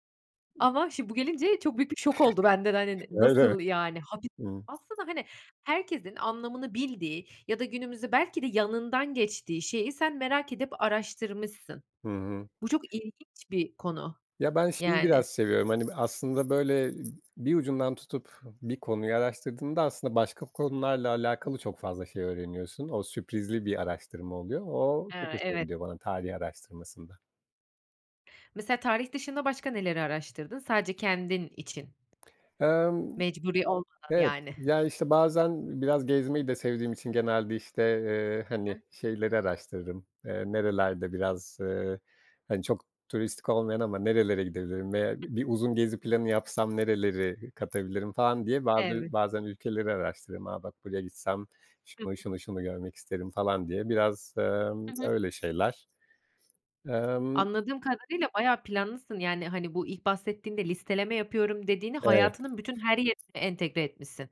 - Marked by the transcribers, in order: other background noise; tapping
- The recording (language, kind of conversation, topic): Turkish, podcast, Kendi kendine öğrenmek mümkün mü, nasıl?